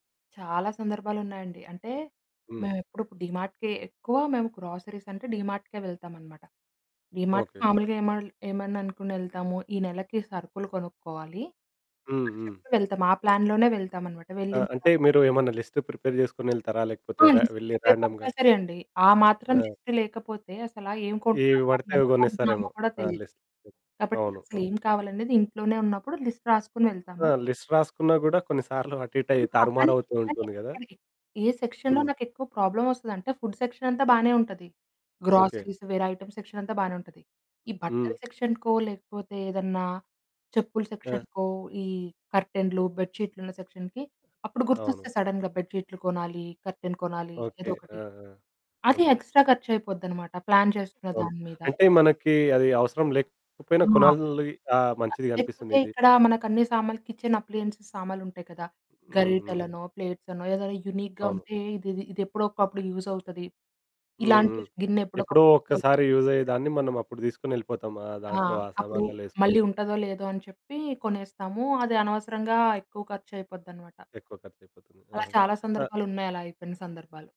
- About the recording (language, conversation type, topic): Telugu, podcast, రేషన్ షాపింగ్‌లో బడ్జెట్‌లోనే పోషకాహారాన్ని ఎలా సాధించుకోవచ్చు?
- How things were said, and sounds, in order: in English: "గ్రోసరీస్"; static; distorted speech; in English: "ప్లాన్‌లోనే"; in English: "లిస్ట్ ప్రిపేర్"; other background noise; in English: "లిస్ట్ ప్రిపేర్ కంపల్సరీ"; in English: "రాండమ్‌గా"; in English: "లిస్ట్"; in English: "లిస్ట్"; in English: "లిస్ట్"; in English: "సెక్షన్‌లో"; in English: "ప్రాబ్లమ్"; in English: "ఫుడ్ సెక్షన్"; in English: "గ్రోసరీస్"; in English: "ఐటెమ్స్ సెక్షన్"; in English: "సెక్షన్‌కో"; in English: "సెక్షన్‌కో"; in English: "సెక్షన్‌కి"; in English: "సడెన్‌గా"; in English: "కర్టెన్"; in English: "ఎక్స్‌ట్రా"; in English: "ప్లాన్"; in English: "కిచెన్ అప్లయెన్స్"; in English: "యూనిక్‌గా"; in English: "యూజ్"; in English: "యూజ్"; in English: "యూజ్"